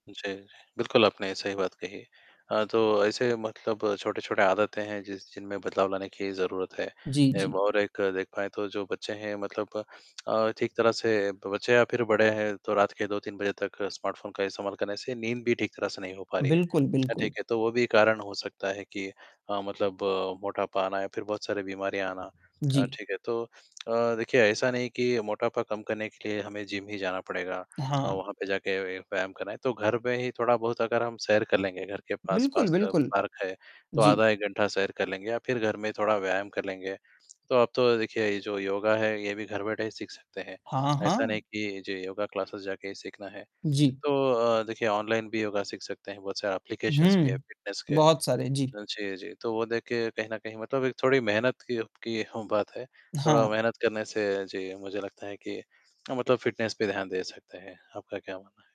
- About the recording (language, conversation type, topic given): Hindi, unstructured, क्या मोटापा आज के समय की सबसे बड़ी स्वास्थ्य चुनौती है?
- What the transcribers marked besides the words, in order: distorted speech; tapping; in English: "स्मार्टफ़ोन"; in English: "पार्क"; in English: "क्लासेज़"; in English: "ऐप्लीकेशन्स"; in English: "फिटनेस"; static; in English: "फ़िटनेस"